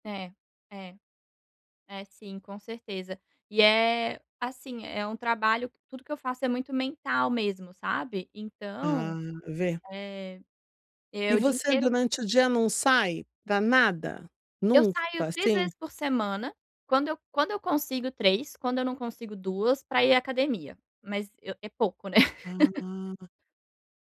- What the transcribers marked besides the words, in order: laughing while speaking: "né"; laugh; tapping
- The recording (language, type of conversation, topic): Portuguese, advice, Como posso manter a consistência ao criar novos hábitos?